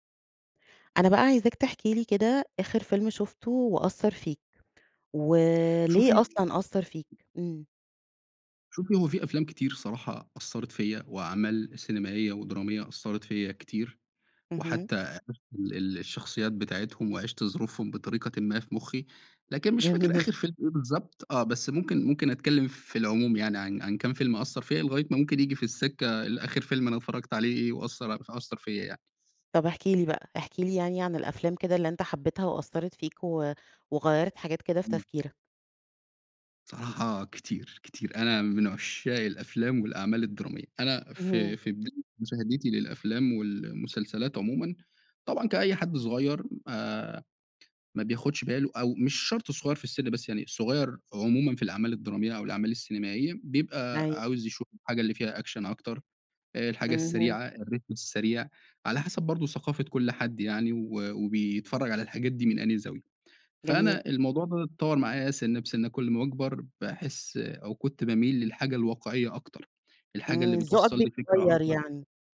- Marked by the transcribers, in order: tapping; laughing while speaking: "جميل"; other background noise; in English: "أكشن"; in English: "الريتم"
- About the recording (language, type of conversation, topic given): Arabic, podcast, ما آخر فيلم أثّر فيك وليه؟